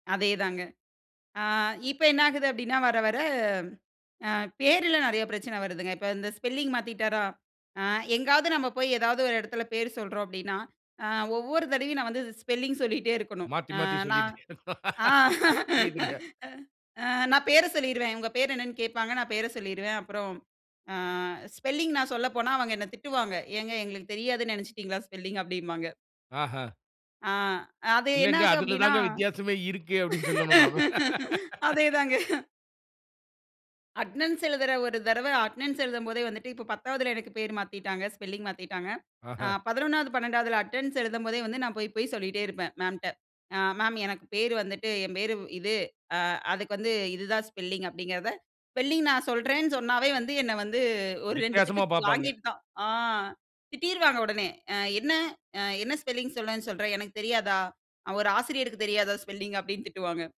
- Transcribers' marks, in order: in English: "ஸ்பெல்லிங்"; laugh; in English: "ஸ்பெல்லிங்"; in English: "ஸ்பெல்லிங்.''"; laugh; in English: "ஸ்பெல்லிங்.''"; in English: "ஸ்பெல்லிங்"; in English: "ஸ்பெல்லிங்.''"
- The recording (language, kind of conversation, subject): Tamil, podcast, உங்கள் பெயர் எப்படி வந்தது என்று அதன் பின்னணியைச் சொல்ல முடியுமா?